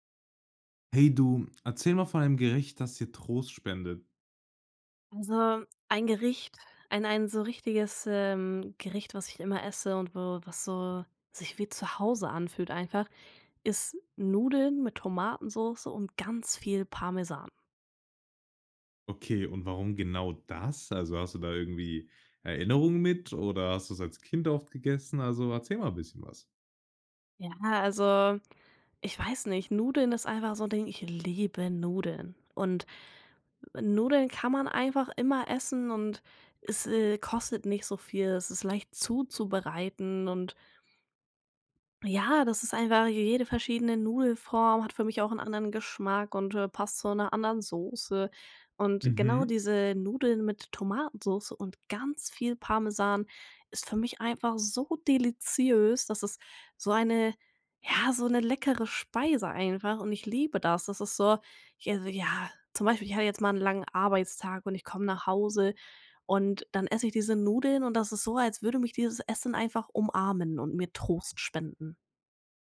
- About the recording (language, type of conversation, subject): German, podcast, Erzähl mal: Welches Gericht spendet dir Trost?
- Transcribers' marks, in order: unintelligible speech